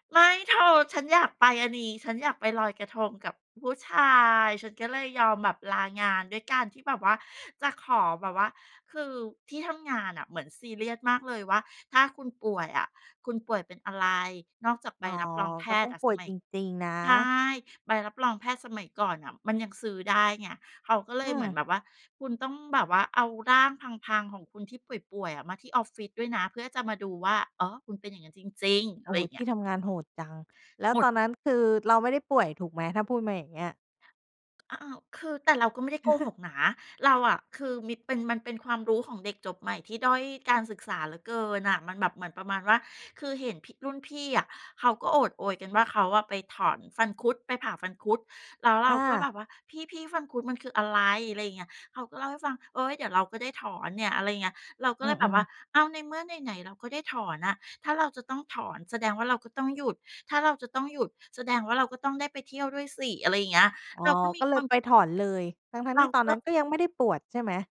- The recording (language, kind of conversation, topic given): Thai, podcast, ถ้าคุณกลับเวลาได้ คุณอยากบอกอะไรกับตัวเองในตอนนั้น?
- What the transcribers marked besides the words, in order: other background noise; chuckle